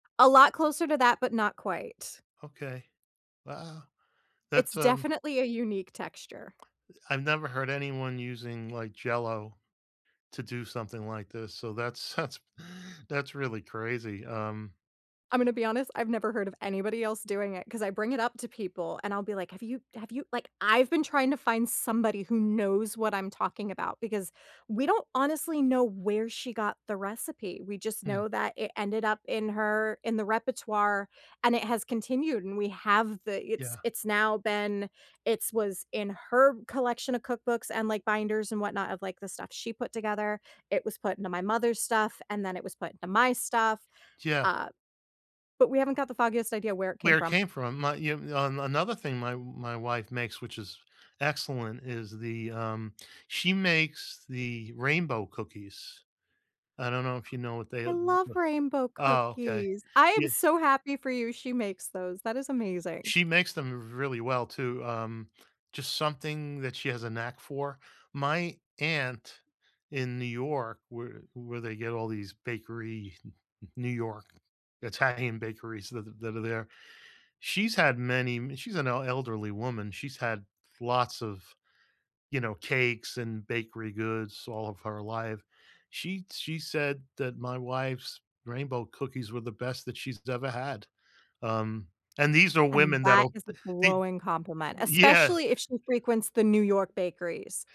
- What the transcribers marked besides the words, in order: laughing while speaking: "that's"; other background noise; laughing while speaking: "Yeah"
- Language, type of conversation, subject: English, unstructured, What recipe or comfort food feels most like home to you, and what memories does it bring back?
- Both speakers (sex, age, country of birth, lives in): female, 30-34, United States, United States; male, 65-69, United States, United States